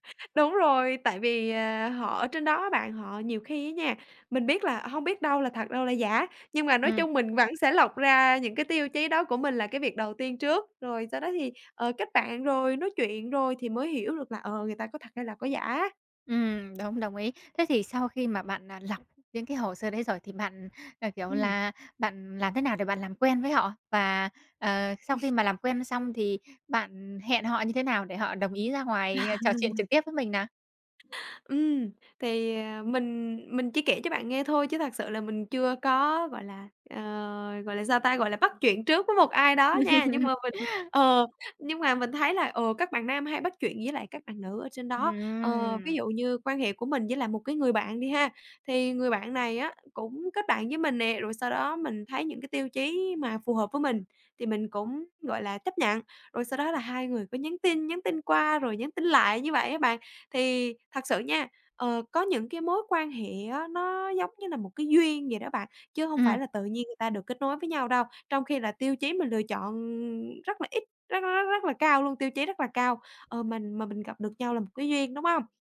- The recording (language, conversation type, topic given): Vietnamese, podcast, Bạn làm thế nào để giữ cho các mối quan hệ luôn chân thành khi mạng xã hội ngày càng phổ biến?
- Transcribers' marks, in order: chuckle; tapping; laugh; laugh; other background noise; laugh